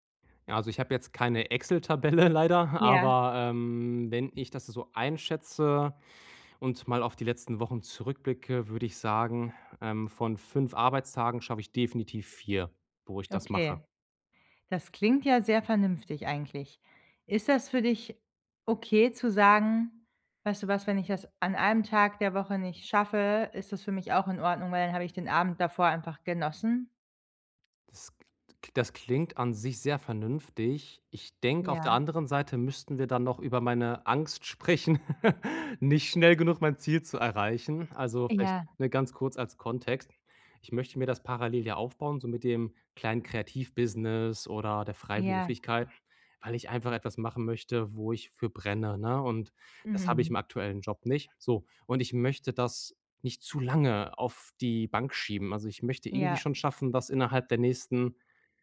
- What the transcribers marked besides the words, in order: laughing while speaking: "Exel-Tabelle"; laugh
- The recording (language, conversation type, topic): German, advice, Wie kann ich beim Training langfristig motiviert bleiben?